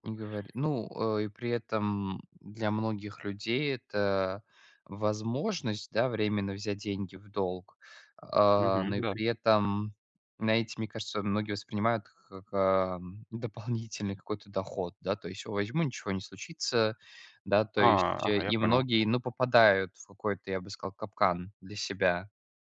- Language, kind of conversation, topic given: Russian, unstructured, Почему кредитные карты иногда кажутся людям ловушкой?
- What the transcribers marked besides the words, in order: tapping